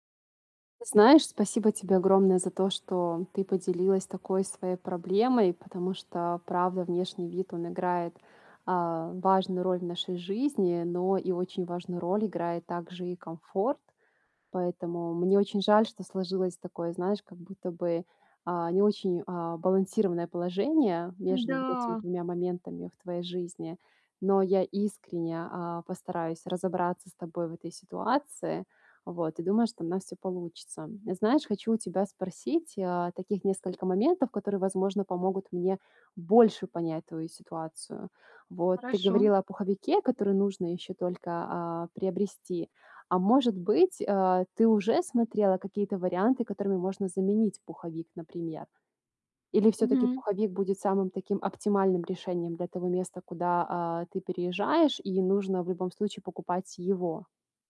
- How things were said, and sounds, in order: none
- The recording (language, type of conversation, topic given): Russian, advice, Как найти одежду, которая будет одновременно удобной и стильной?